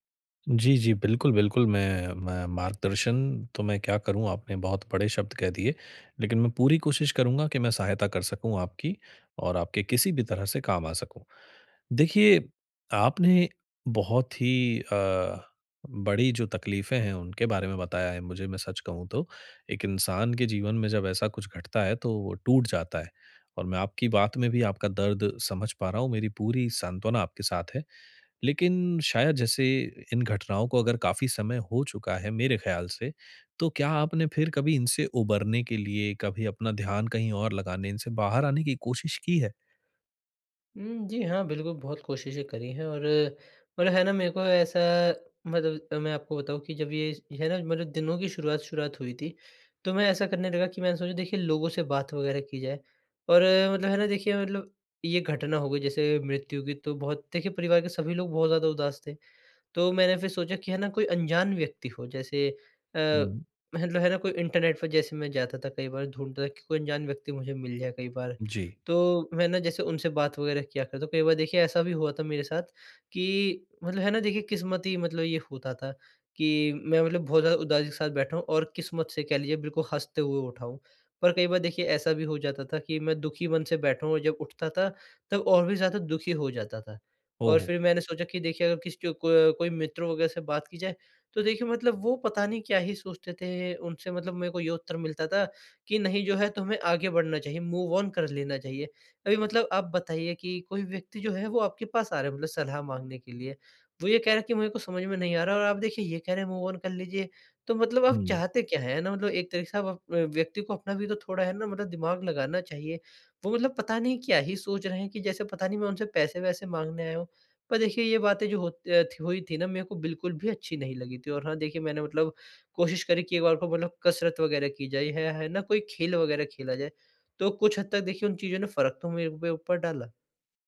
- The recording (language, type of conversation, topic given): Hindi, advice, मैं अचानक होने वाले दुःख और बेचैनी का सामना कैसे करूँ?
- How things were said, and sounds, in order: in English: "मूव ऑन"; in English: "मूव ऑन"